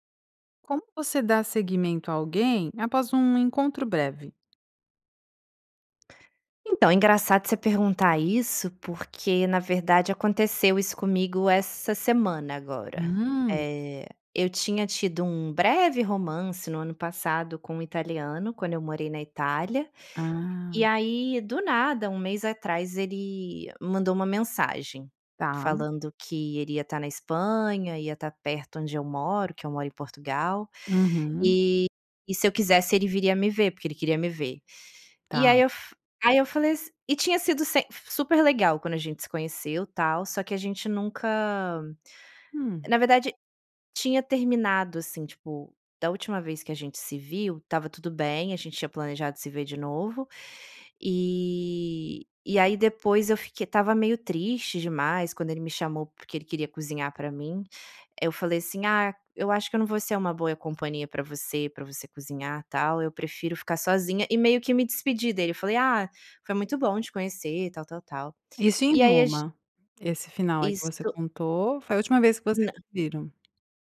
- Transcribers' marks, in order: none
- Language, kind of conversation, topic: Portuguese, podcast, Como você retoma o contato com alguém depois de um encontro rápido?